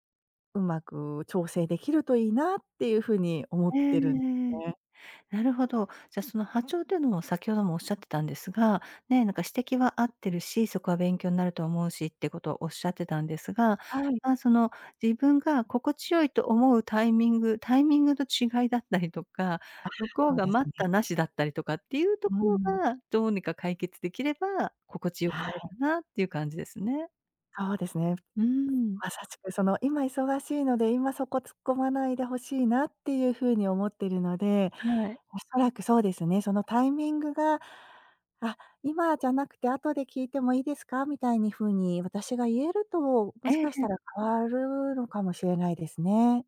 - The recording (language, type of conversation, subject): Japanese, advice, 上司が交代して仕事の進め方が変わり戸惑っていますが、どう対処すればよいですか？
- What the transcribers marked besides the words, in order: unintelligible speech